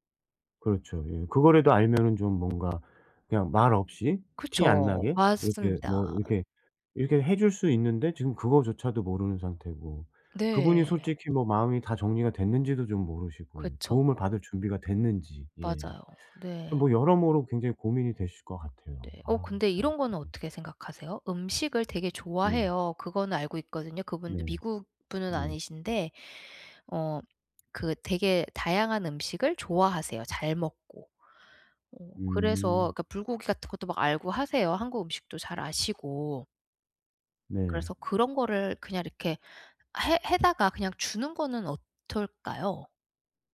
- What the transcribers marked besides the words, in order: other background noise; other noise; "어떨까요?" said as "어털까요?"
- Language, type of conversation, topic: Korean, advice, 가족 변화로 힘든 사람에게 정서적으로 어떻게 지지해 줄 수 있을까요?